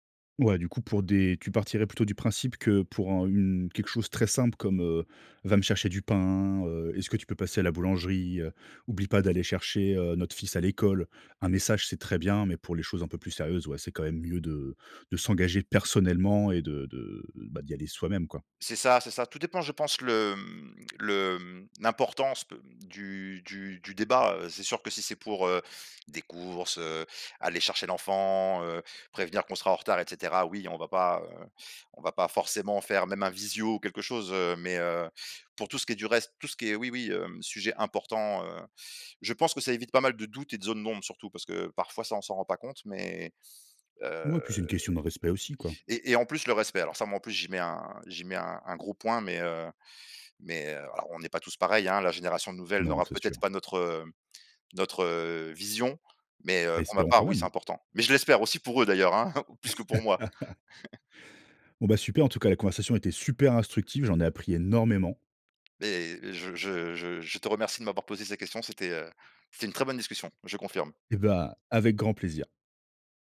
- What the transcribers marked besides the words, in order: stressed: "personnellement"; stressed: "vision"; laugh; laughing while speaking: "hein"; chuckle; stressed: "super instructive"; stressed: "énormément"
- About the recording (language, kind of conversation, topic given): French, podcast, Préférez-vous les messages écrits ou une conversation en face à face ?